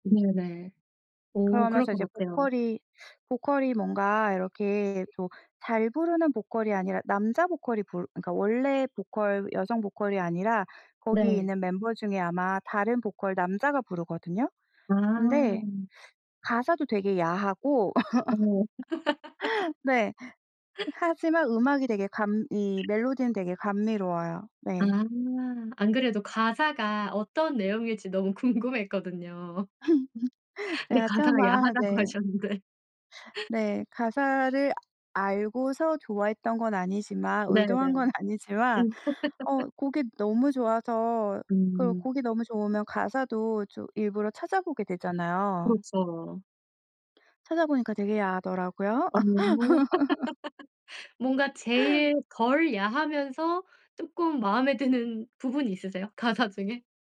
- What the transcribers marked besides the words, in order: other background noise; laugh; tapping; laughing while speaking: "궁금했거든요"; laugh; laughing while speaking: "하셨는데"; laughing while speaking: "건"; laugh; laugh
- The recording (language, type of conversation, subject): Korean, podcast, 요즘 가장 좋아하는 가수나 밴드는 누구이고, 어떤 점이 좋아요?